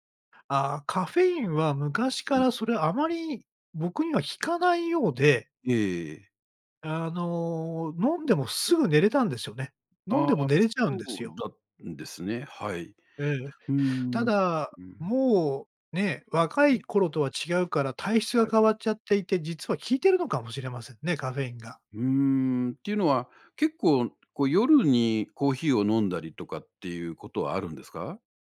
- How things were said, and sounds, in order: tapping; other background noise
- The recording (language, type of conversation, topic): Japanese, advice, 夜に何時間も寝つけないのはどうすれば改善できますか？